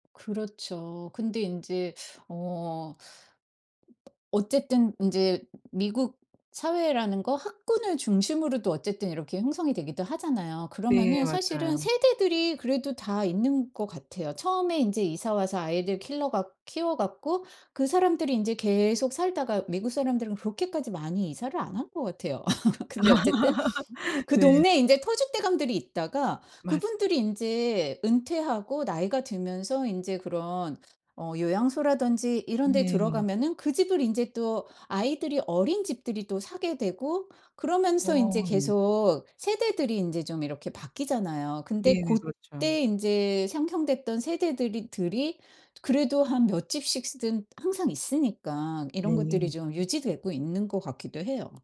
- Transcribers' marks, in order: other background noise; laugh
- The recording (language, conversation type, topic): Korean, podcast, 이웃끼리 서로 돕고 도움을 받는 문화를 어떻게 만들 수 있을까요?